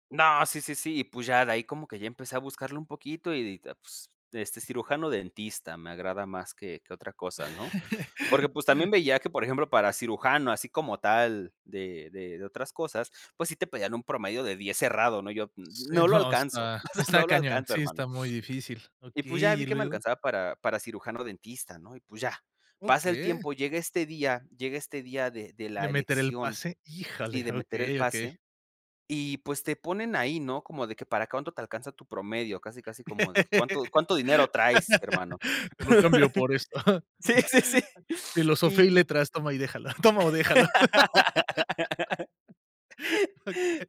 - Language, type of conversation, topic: Spanish, podcast, ¿Un error terminó convirtiéndose en una bendición para ti?
- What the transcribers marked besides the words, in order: tapping; laugh; chuckle; other background noise; laugh; laugh; laugh; laugh